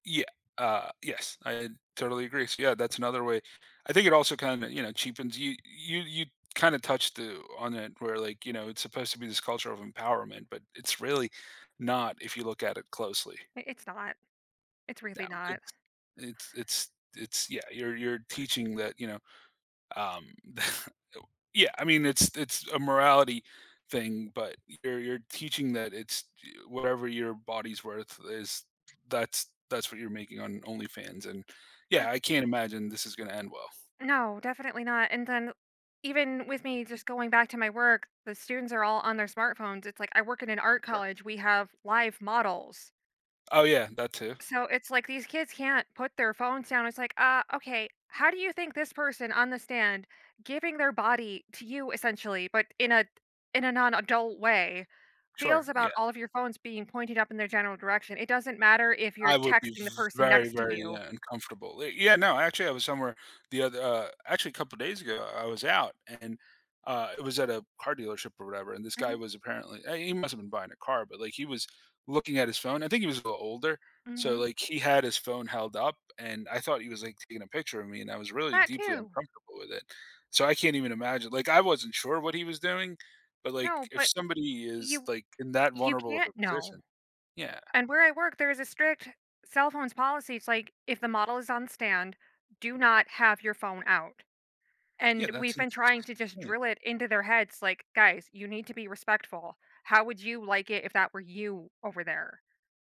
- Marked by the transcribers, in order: unintelligible speech; scoff; unintelligible speech; unintelligible speech
- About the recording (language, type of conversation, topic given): English, unstructured, In what ways have smartphones influenced our daily habits and relationships?
- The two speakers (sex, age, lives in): female, 35-39, United States; male, 35-39, United States